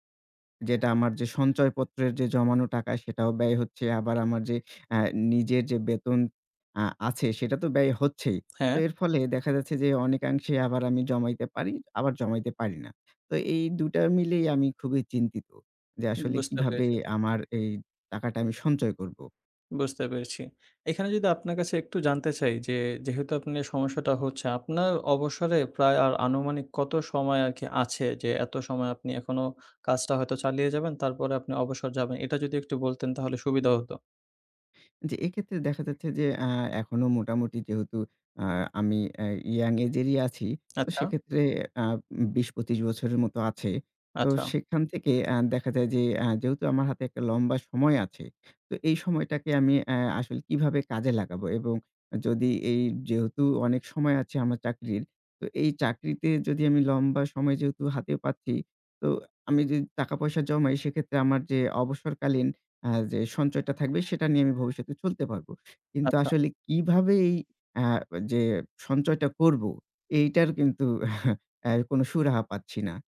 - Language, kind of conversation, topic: Bengali, advice, অবসরকালীন সঞ্চয় নিয়ে আপনি কেন টালবাহানা করছেন এবং অনিশ্চয়তা বোধ করছেন?
- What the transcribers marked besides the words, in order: alarm; tapping; "যদি" said as "যদ"; other background noise; chuckle